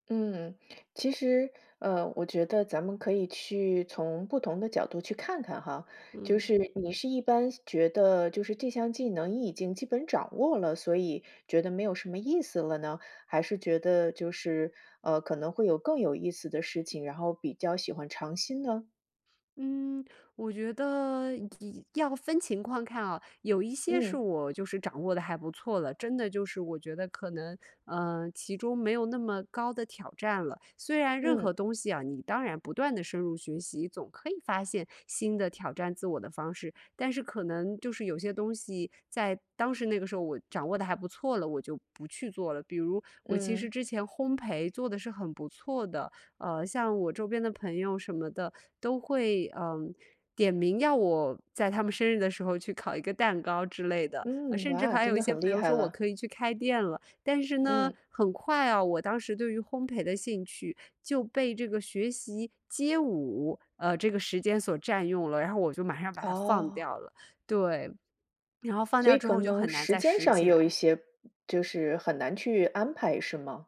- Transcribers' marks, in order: "烘焙" said as "烘培"; "烘焙" said as "烘培"; other background noise
- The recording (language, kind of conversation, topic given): Chinese, advice, 为什么我在学习新技能时总是很快就失去动力和兴趣？